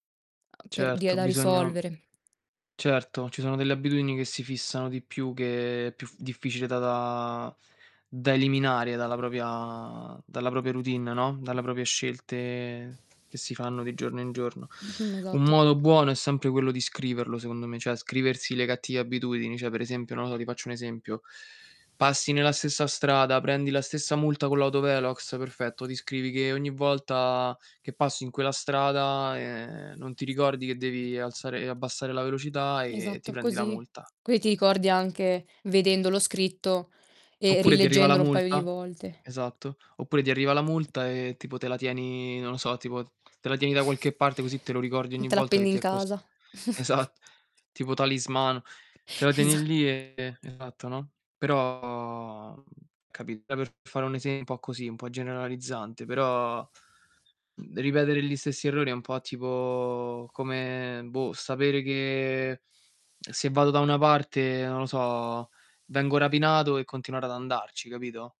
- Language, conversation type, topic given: Italian, unstructured, Come affronti i tuoi errori nella vita?
- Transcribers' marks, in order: distorted speech; tapping; other background noise; drawn out: "da"; "propria" said as "propia"; static; "propria" said as "propia"; "propria" said as "propia"; "cioè" said as "ceh"; "Cioè" said as "ceh"; background speech; "così" said as "coì"; chuckle; laughing while speaking: "esat"; chuckle; laughing while speaking: "Esa"; lip smack